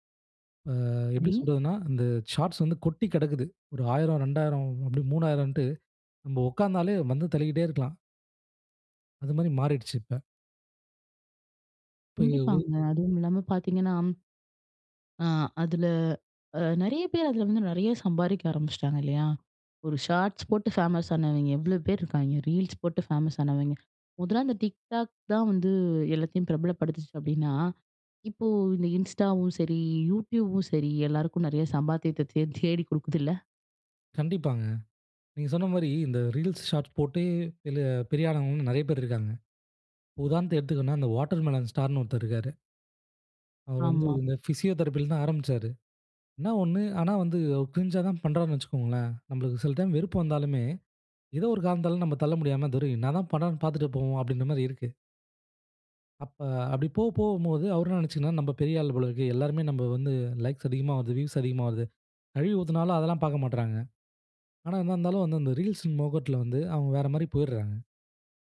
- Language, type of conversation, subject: Tamil, podcast, சிறு கால வீடியோக்கள் முழுநீளத் திரைப்படங்களை மிஞ்சி வருகிறதா?
- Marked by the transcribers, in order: drawn out: "அ"; "சரி" said as "ரி"; sad: "கண்டிப்பாங்க"; laughing while speaking: "தே தேடி கொடுக்குதுல்ல?"; "ஆனவங்க" said as "ஆளுங்கள"; "என்ன" said as "இன்னா"; in English: "கிரிஞ்சா"